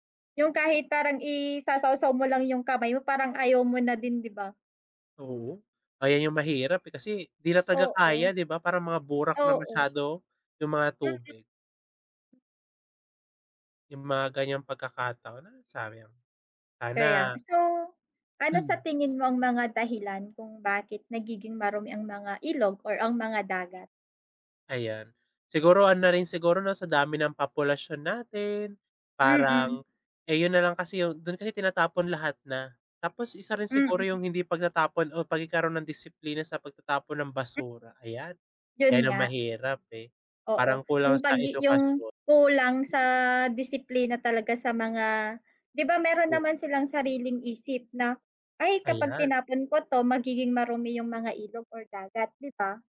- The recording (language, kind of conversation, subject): Filipino, unstructured, Ano ang nararamdaman mo kapag nakakakita ka ng maruming ilog o dagat?
- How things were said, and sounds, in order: other background noise